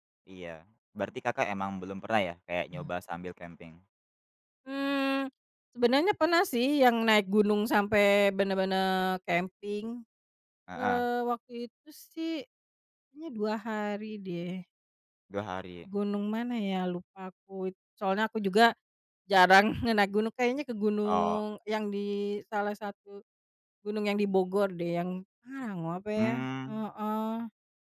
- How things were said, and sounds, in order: chuckle
- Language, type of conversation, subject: Indonesian, podcast, Bagaimana pengalaman pertama kamu saat mendaki gunung atau berjalan lintas alam?